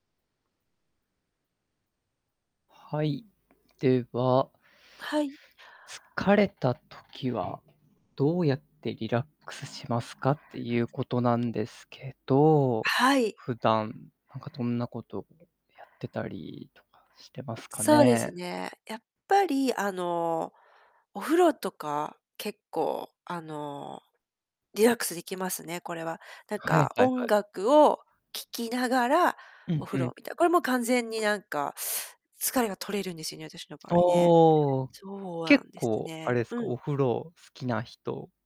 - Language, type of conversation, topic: Japanese, unstructured, 疲れたときはどのようにリラックスしますか？
- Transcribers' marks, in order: distorted speech; static; other background noise